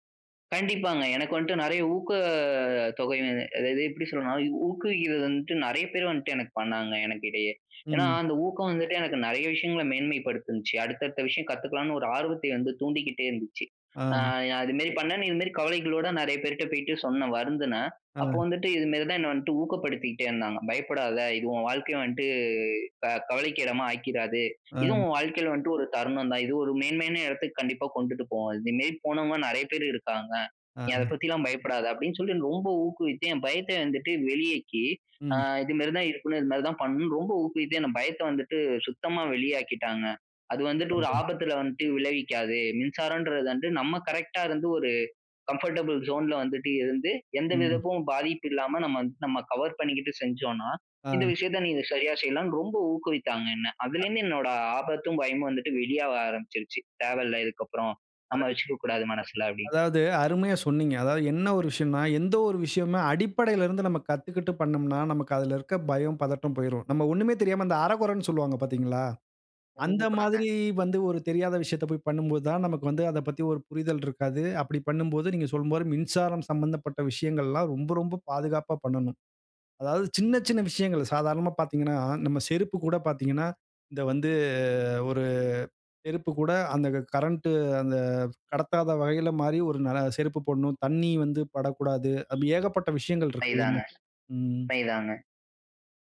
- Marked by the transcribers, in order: drawn out: "ஊக்கத்"; other background noise; "வெளியேற்றி" said as "வெளியக்கி"; unintelligible speech; in English: "கம்ஃபர்டபிள் ஜோன்ல"; other noise; unintelligible speech; horn
- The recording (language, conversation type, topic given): Tamil, podcast, ஆபத்தை எவ்வளவு ஏற்க வேண்டும் என்று நீங்கள் எப்படி தீர்மானிப்பீர்கள்?